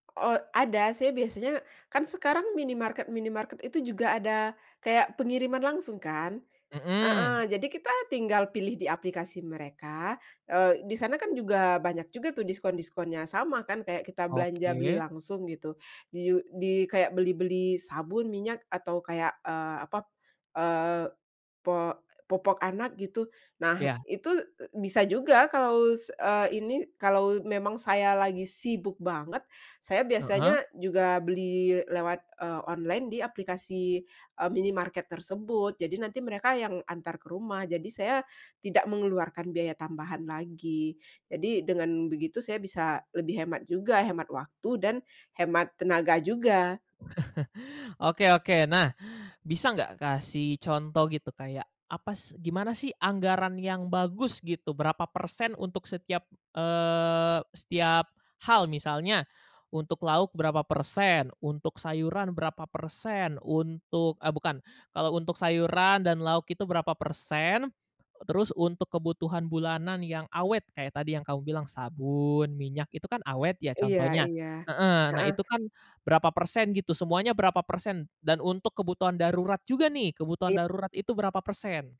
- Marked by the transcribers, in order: tapping; other background noise; chuckle
- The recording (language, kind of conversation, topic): Indonesian, podcast, Bagaimana kamu mengatur belanja bulanan agar hemat dan praktis?